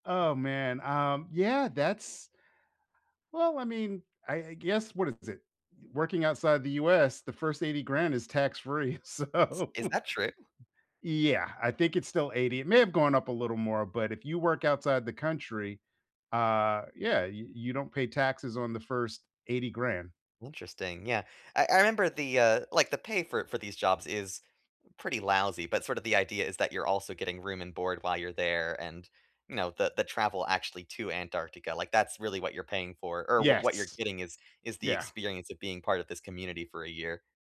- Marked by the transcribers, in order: other background noise; laughing while speaking: "So"; tapping
- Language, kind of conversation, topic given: English, unstructured, What makes a souvenir meaningful enough to bring home, and how do you avoid clutter?